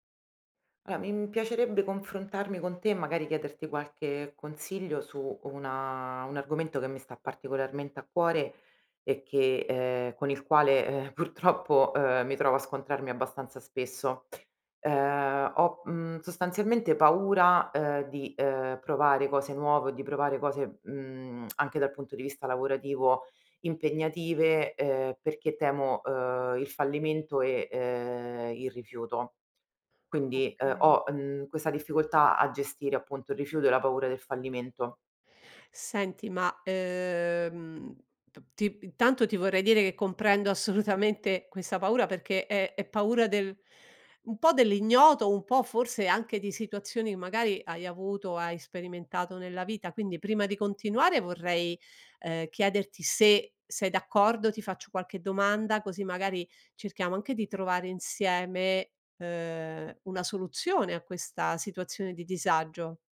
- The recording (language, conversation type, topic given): Italian, advice, Come posso gestire la paura del rifiuto e del fallimento?
- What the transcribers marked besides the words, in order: laughing while speaking: "purtroppo"